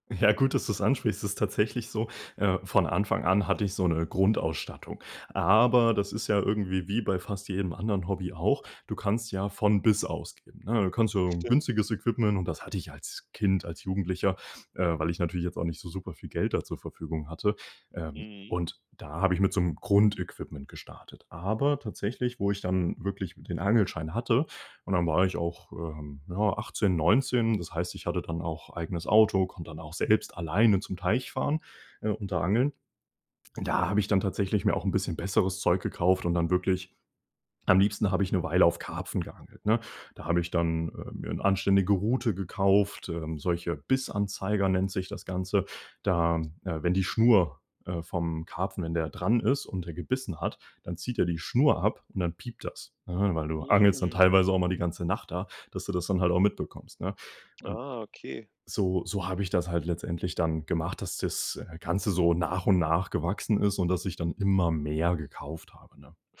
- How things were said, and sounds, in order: none
- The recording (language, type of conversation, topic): German, podcast, Was ist dein liebstes Hobby?